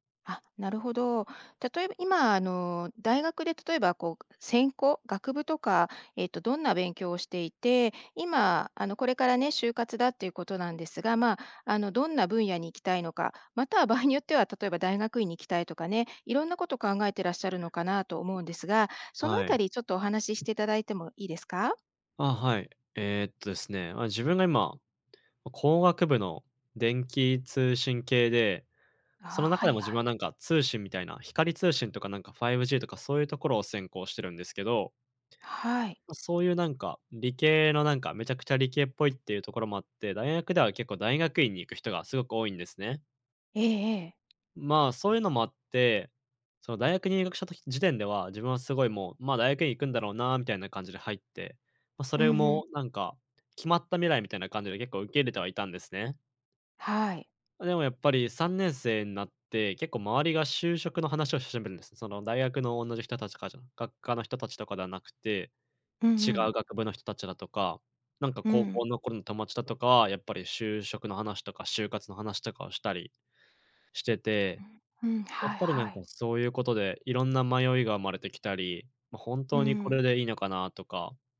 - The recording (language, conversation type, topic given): Japanese, advice, キャリアの方向性に迷っていますが、次に何をすればよいですか？
- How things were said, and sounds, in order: other background noise; tapping